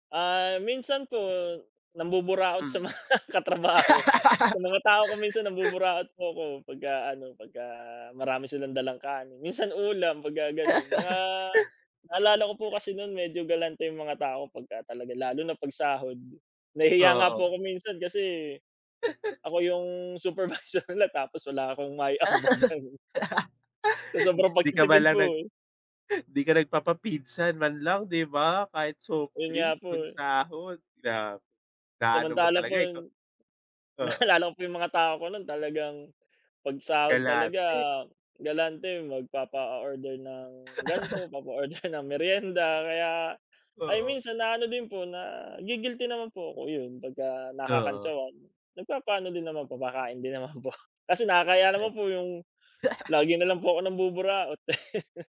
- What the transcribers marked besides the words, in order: laughing while speaking: "nambuburaot sa mga katrabaho"; laugh; chuckle; laugh; laughing while speaking: "supervisor nila"; laughing while speaking: "maiambag, ganun"; laugh; laughing while speaking: "naalala"; laughing while speaking: "papa-order ng meryenda"; chuckle; other background noise; laughing while speaking: "po"; chuckle; chuckle
- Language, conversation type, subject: Filipino, unstructured, Ano ang palagay mo sa patuloy na pagtaas ng presyo ng mga bilihin?